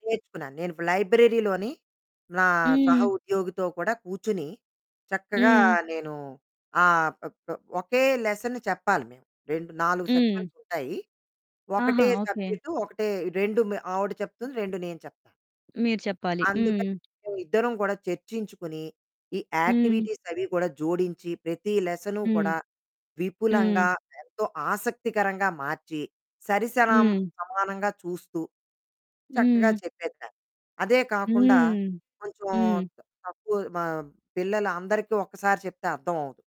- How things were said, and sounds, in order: in English: "లైబ్రరీలోని"; in English: "లెసన్"; in English: "సెక్షన్స్"; other background noise; distorted speech; tapping
- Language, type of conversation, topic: Telugu, podcast, విఫలమైన తర్వాత మళ్లీ ప్రయత్నించడానికి మీకు ఏం ప్రేరణ కలిగింది?